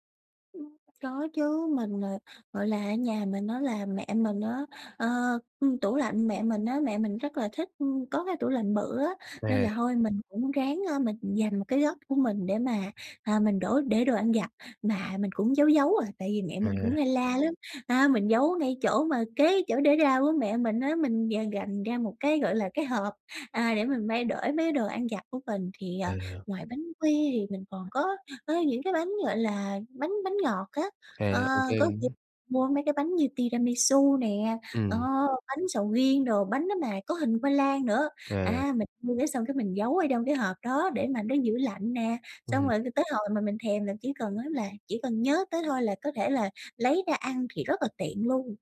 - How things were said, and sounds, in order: tapping; background speech; other background noise
- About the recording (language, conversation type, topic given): Vietnamese, advice, Làm sao để bớt ăn vặt không lành mạnh mỗi ngày?